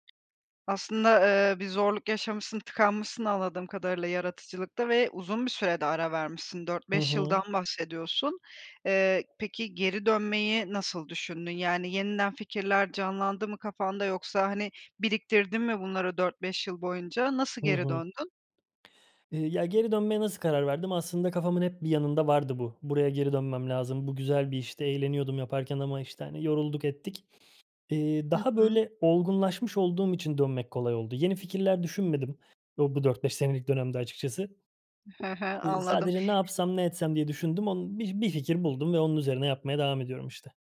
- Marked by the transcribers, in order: other background noise; tapping
- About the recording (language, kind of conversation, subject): Turkish, podcast, Yaratıcı tıkanıklıkla başa çıkma yöntemlerin neler?